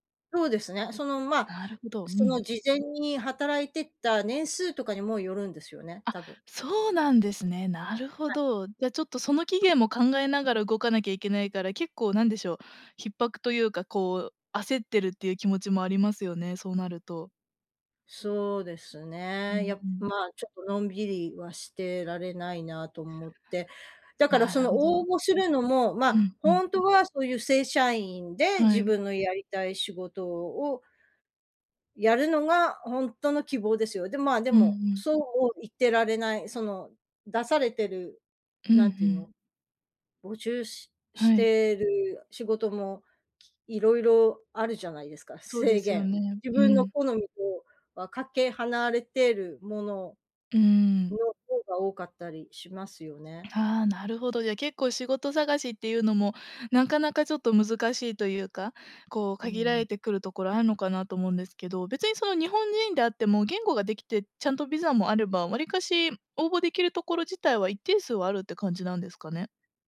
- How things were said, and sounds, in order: unintelligible speech; other background noise; tapping
- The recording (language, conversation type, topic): Japanese, advice, 失業によって収入と生活が一変し、不安が強いのですが、どうすればよいですか？